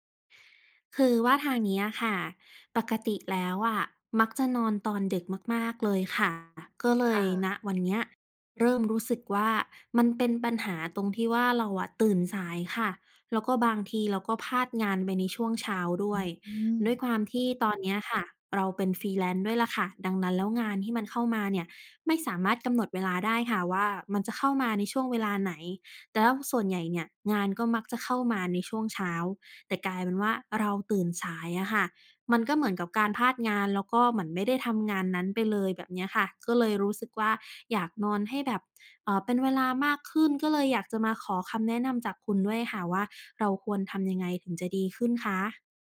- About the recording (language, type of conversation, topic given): Thai, advice, ฉันควรทำอย่างไรดีเมื่อฉันนอนไม่เป็นเวลาและตื่นสายบ่อยจนส่งผลต่องาน?
- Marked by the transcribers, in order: in English: "freelance"